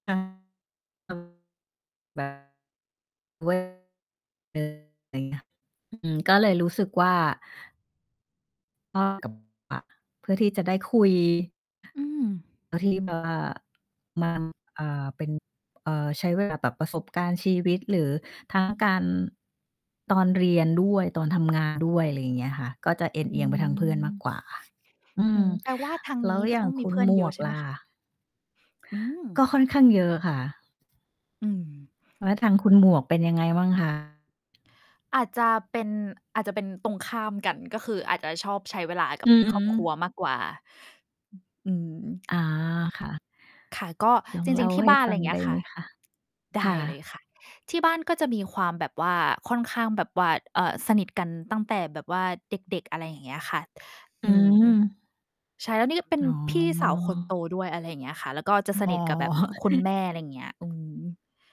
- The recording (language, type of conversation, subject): Thai, unstructured, คุณชอบใช้เวลากับเพื่อนหรือกับครอบครัวมากกว่ากัน?
- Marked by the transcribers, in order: unintelligible speech; distorted speech; unintelligible speech; mechanical hum; other background noise; tapping; chuckle